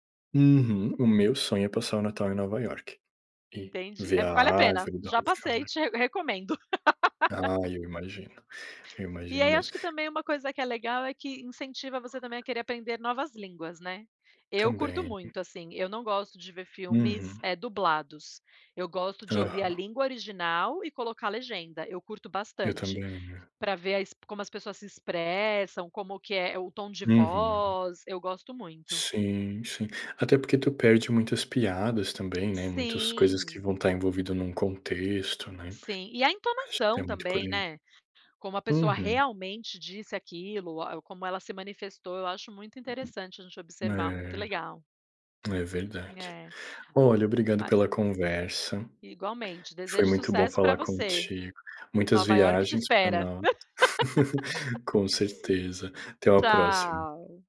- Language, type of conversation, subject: Portuguese, unstructured, Como o cinema pode ensinar sobre outras culturas?
- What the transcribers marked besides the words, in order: laugh; tapping; other background noise; laugh; laugh